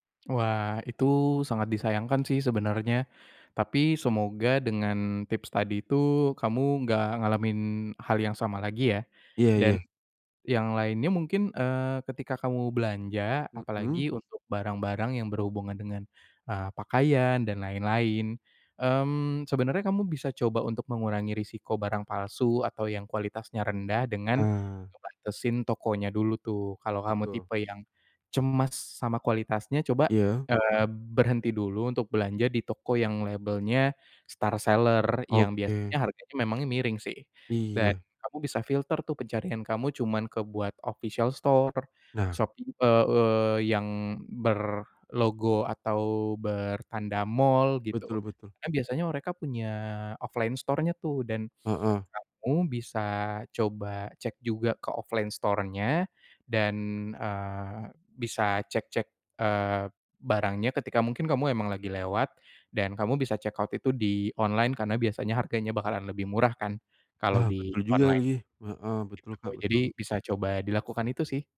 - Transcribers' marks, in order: in English: "star seller"; in English: "official store"; in English: "offline store-nya"; snort; in English: "offline store-nya"; in English: "check out"
- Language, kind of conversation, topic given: Indonesian, advice, Bagaimana cara mengetahui kualitas barang saat berbelanja?